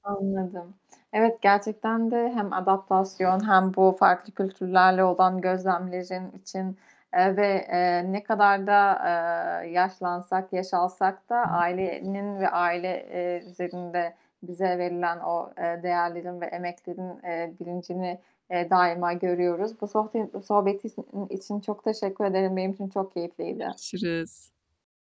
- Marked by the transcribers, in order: static; other background noise; tapping; distorted speech
- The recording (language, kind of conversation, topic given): Turkish, podcast, Aile yemekleri kimliğinizde ne kadar yer kaplıyor ve neden?